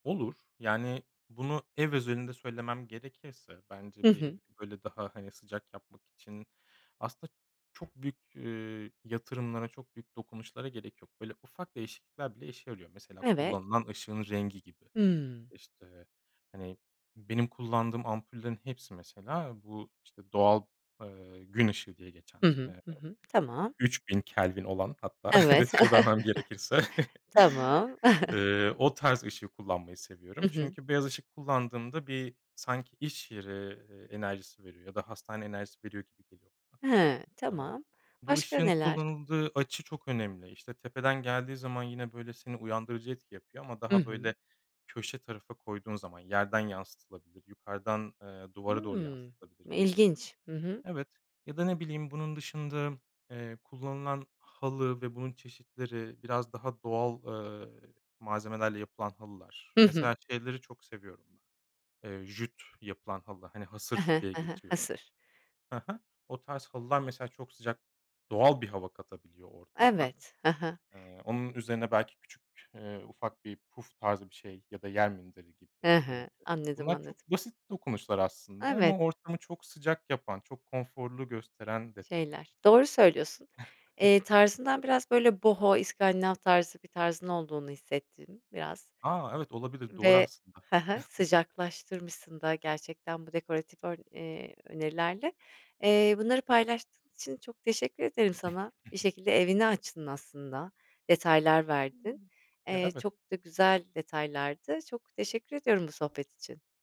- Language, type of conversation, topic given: Turkish, podcast, Dar bir evi daha geniş hissettirmek için neler yaparsın?
- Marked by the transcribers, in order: laughing while speaking: "hatta"; laughing while speaking: "gerekirse"; chuckle; other background noise; chuckle; chuckle; chuckle